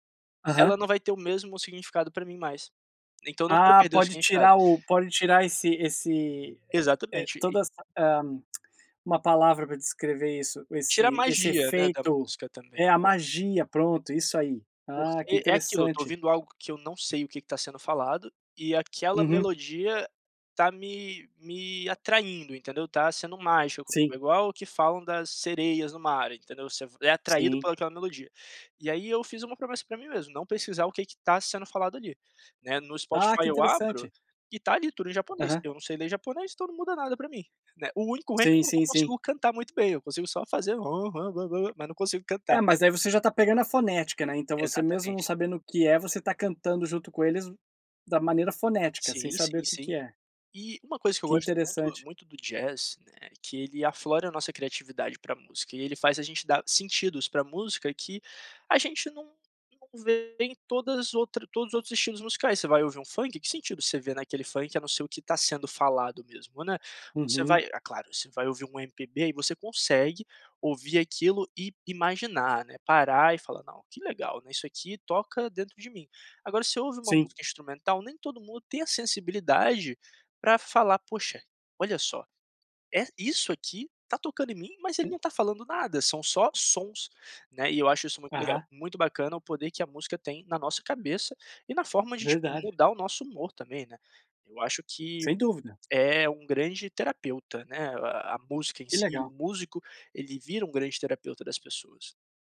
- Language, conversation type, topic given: Portuguese, podcast, Me conta uma música que te ajuda a superar um dia ruim?
- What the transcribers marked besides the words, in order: tongue click; unintelligible speech